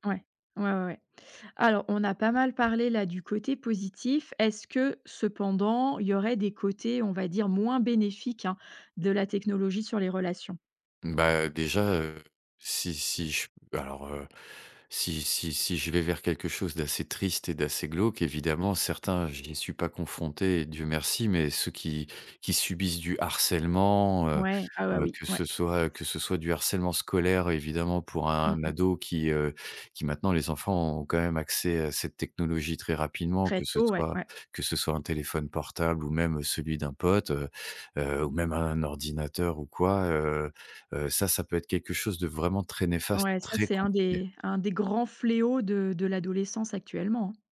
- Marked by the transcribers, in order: other background noise; stressed: "très"
- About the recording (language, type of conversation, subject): French, podcast, Comment la technologie change-t-elle tes relations, selon toi ?